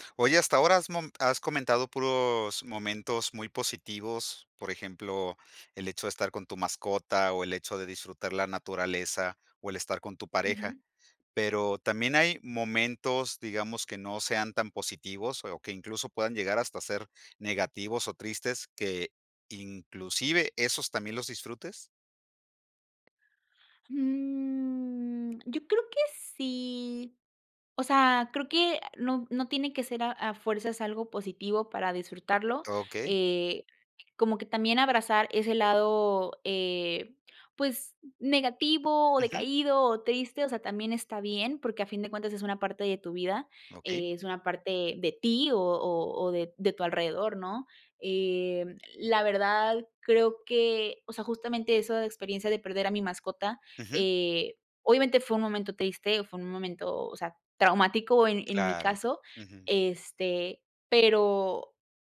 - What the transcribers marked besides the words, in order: drawn out: "Mm"
- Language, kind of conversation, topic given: Spanish, podcast, ¿Qué aprendiste sobre disfrutar los pequeños momentos?